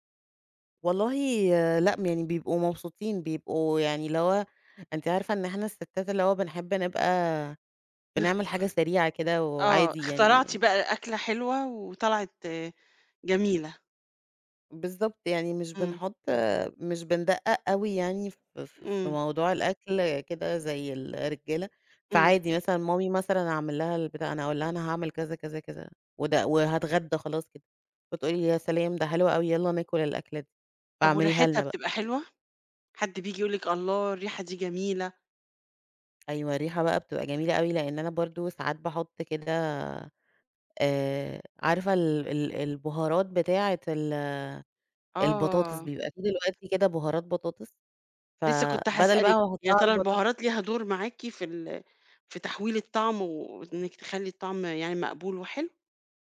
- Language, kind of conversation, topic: Arabic, podcast, إزاي بتحوّل مكونات بسيطة لوجبة لذيذة؟
- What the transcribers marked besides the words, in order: none